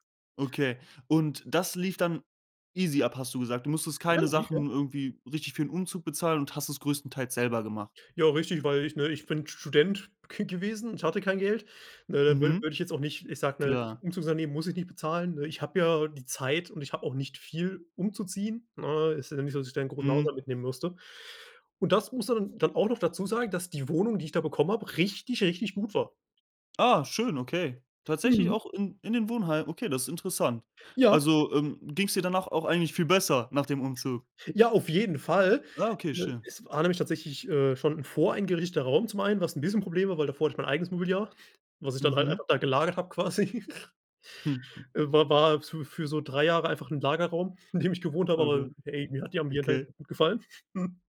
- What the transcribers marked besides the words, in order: in English: "easy"; stressed: "richtig"; laughing while speaking: "quasi"; giggle; chuckle; chuckle
- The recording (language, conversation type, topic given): German, podcast, Wie hat ein Umzug dein Leben verändert?